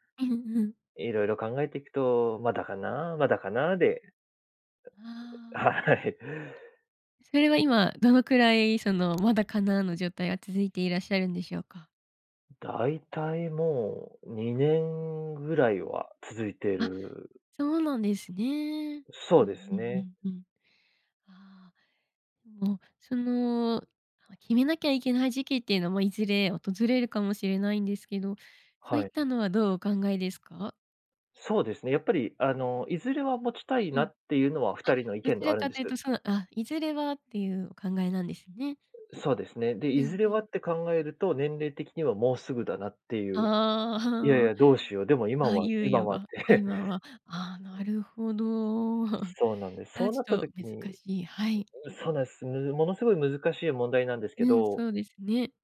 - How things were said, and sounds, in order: other noise; laughing while speaking: "はい"; tapping; laughing while speaking: "って"; chuckle
- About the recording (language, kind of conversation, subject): Japanese, podcast, 子どもを持つかどうか、どのように考えましたか？